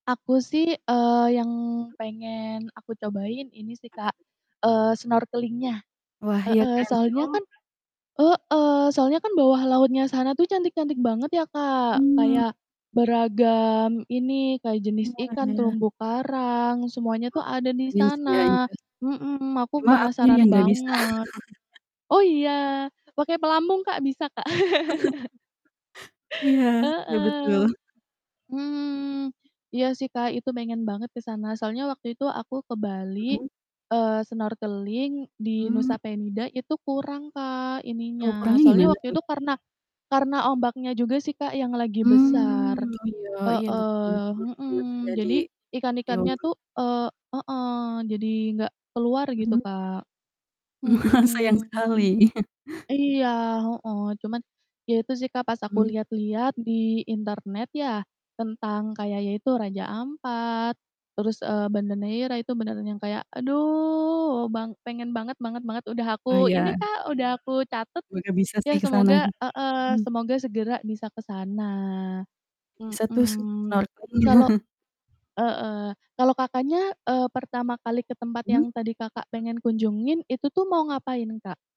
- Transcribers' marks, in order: other background noise; distorted speech; static; laugh; laugh; laughing while speaking: "Ma"; chuckle; drawn out: "aduh"; chuckle
- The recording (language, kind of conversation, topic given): Indonesian, unstructured, Tempat impian apa yang ingin kamu kunjungi suatu hari nanti?
- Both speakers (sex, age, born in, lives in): female, 20-24, Indonesia, Indonesia; female, 25-29, Indonesia, Indonesia